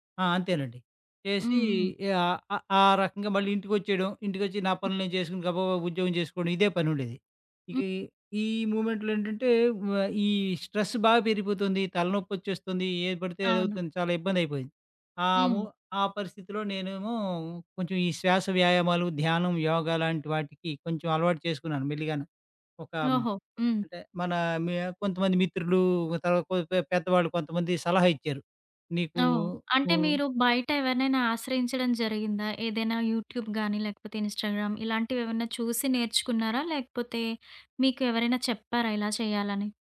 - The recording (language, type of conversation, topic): Telugu, podcast, ప్రశాంతంగా ఉండేందుకు మీకు ఉపయోగపడే శ్వాస వ్యాయామాలు ఏవైనా ఉన్నాయా?
- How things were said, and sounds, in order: other background noise; in English: "మూవ్‌మెంట్‌లో"; in English: "స్ట్రెస్"; in English: "యూట్యూబ్"; tapping; in English: "ఇన్స్‌టాగ్రామ్"